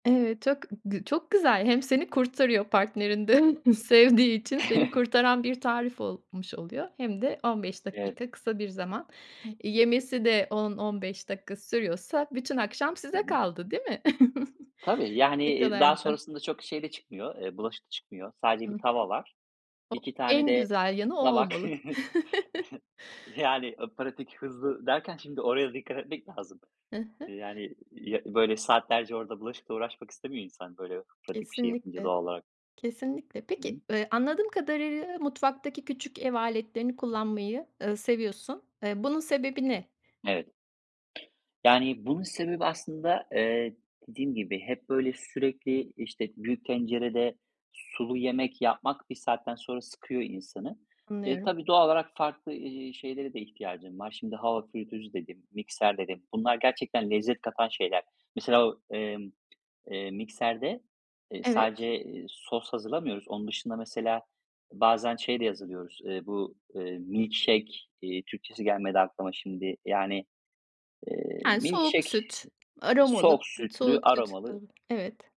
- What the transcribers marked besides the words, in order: chuckle; other background noise; giggle; laughing while speaking: "tabak"; chuckle; tapping; in English: "milk shake"; in English: "milk shake"
- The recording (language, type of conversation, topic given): Turkish, podcast, Hızlı ama lezzetli akşam yemeği için hangi fikirlerin var?